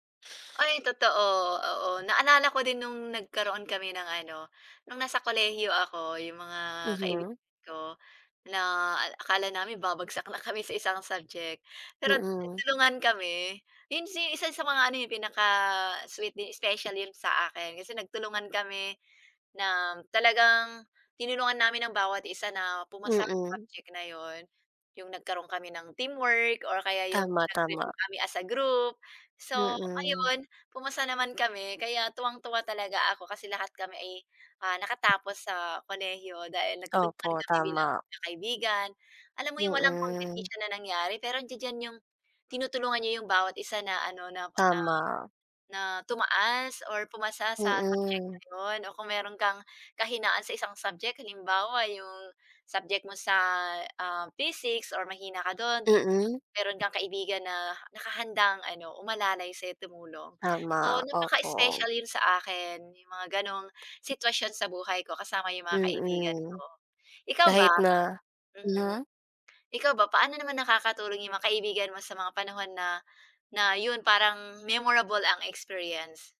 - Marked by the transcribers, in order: tapping; other animal sound; other background noise
- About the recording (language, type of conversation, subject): Filipino, unstructured, Ano ang pinakamatamis mong alaala kasama ang mga kaibigan?